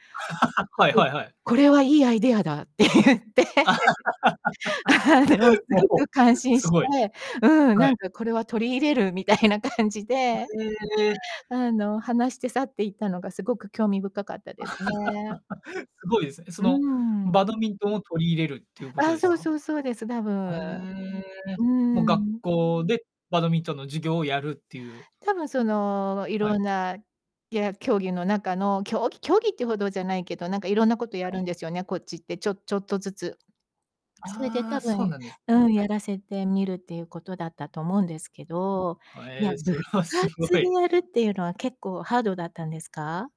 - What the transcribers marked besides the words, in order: laugh; laughing while speaking: "って言って。あの"; laugh; static; laughing while speaking: "もう"; unintelligible speech; laughing while speaking: "みたいな"; laugh; other background noise; distorted speech
- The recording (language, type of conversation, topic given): Japanese, unstructured, スポーツは学校で必修科目にすべきでしょうか？
- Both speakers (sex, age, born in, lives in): female, 55-59, Japan, United States; male, 20-24, Japan, Japan